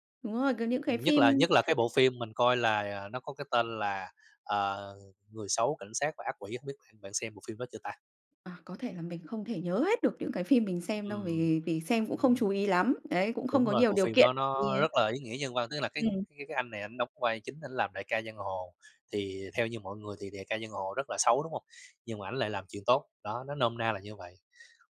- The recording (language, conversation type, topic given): Vietnamese, podcast, Bạn thường chọn xem phim ở rạp hay ở nhà, và vì sao?
- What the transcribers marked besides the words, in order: other background noise; tapping